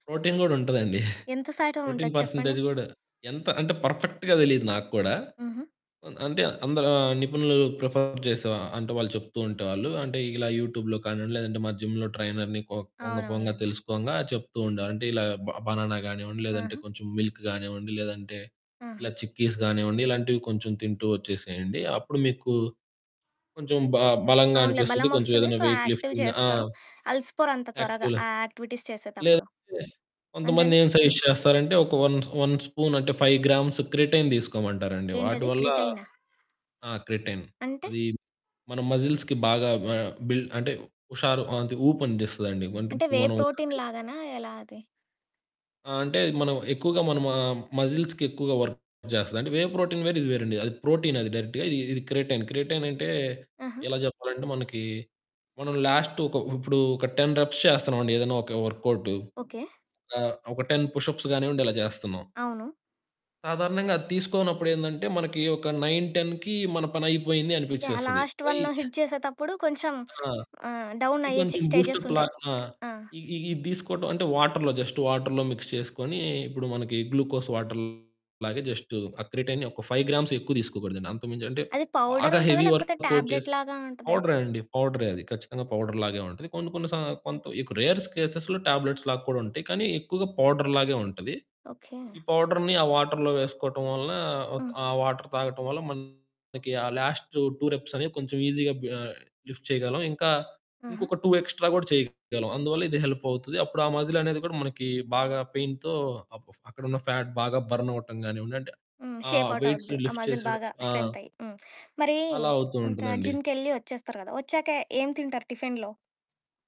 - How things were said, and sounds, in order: in English: "ప్రోటీన్"; giggle; in English: "ప్రోటీన్ పర్సెంటేజ్"; in English: "పర్ఫెక్ట్‌గా"; tapping; distorted speech; in English: "ప్రిఫర్"; in English: "యూట్యూబ్‌లో"; in English: "జిమ్‌లో ట్రైనర్‌ని"; other background noise; in English: "బ బనానా"; in English: "మిల్క్"; in English: "చిక్కీస్"; in English: "వెయిట్ లిఫ్టింగ్"; in English: "సో, యాక్టివ్"; in English: "యాక్టివ్‌ల"; in English: "యాక్టివిటీస్"; in English: "సజెస్ట్"; in English: "ఫైవ్ గ్రామ్స్ క్రిటైన్"; in English: "క్రిటైన్"; in English: "మజిల్స్‌కి"; in English: "బిల్డ్"; in English: "వే ప్రోటీన్"; in English: "మ మజిల్స్‌కి"; in English: "వర్క్"; in English: "వేవ్ ప్రోటీన్"; in English: "ప్రోటీన్"; in English: "డైరెక్ట్‌గా"; in English: "క్రిటైన్. క్రిటైన్"; in English: "లాస్ట్"; in English: "టెన్ రెప్స్"; in English: "టెన్ పుష్ అప్స్"; in English: "నైన్ టెన్‌కి"; in English: "లాస్ట్"; unintelligible speech; in English: "హిట్"; in English: "బూస్టప్‌లా"; in English: "జస్ట్"; in English: "మిక్స్"; in English: "గ్లూకోజ్"; in English: "జస్ట్"; in English: "క్రిటైన్"; in English: "ఫైవ్"; in English: "హెవీ వర్క్ అవుట్"; in English: "టాబ్లెట్"; in English: "పౌడర్"; in English: "రేర్ స్కెస్‌లో టాబ్లెట్స్"; in English: "పౌడర్"; in English: "పౌడర్‌ని"; in English: "లాస్ట్ టూ రెప్స్"; in English: "ఈజీగా బి లిఫ్ట్"; in English: "టూ ఎక్స్ట్రా"; in English: "మజిల్"; in English: "పెయిన్‌తో"; in English: "ఫ్యాట్"; in English: "బర్న్"; in English: "షేప్ అవుట్"; in English: "వెయిట్స్ లిఫ్ట్"; in English: "మజిల్"; in English: "జిమ్‌కెళ్లి"
- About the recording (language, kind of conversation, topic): Telugu, podcast, ఇప్పుడే మొదలుపెట్టాలని మీరు కోరుకునే హాబీ ఏది?